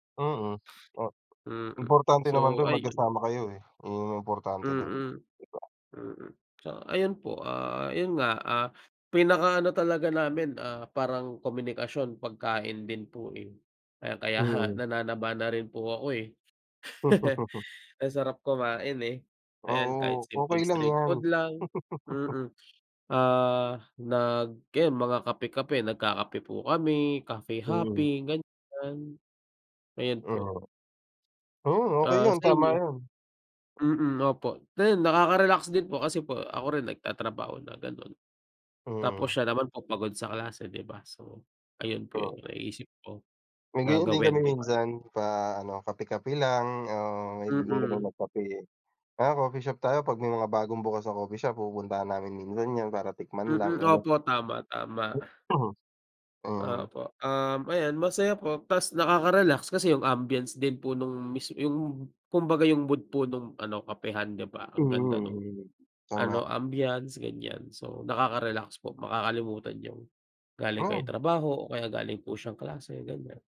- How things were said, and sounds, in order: laugh; chuckle; laugh; throat clearing
- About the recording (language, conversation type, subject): Filipino, unstructured, Paano ninyo pinahahalagahan ang oras na magkasama sa inyong relasyon?